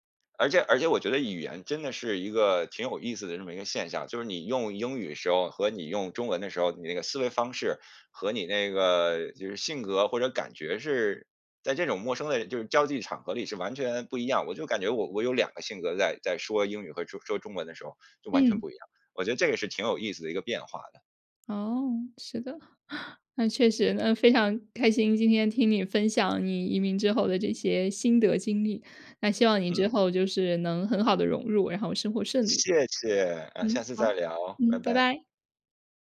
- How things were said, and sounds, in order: chuckle
- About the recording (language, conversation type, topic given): Chinese, podcast, 移民后你最难适应的是什么？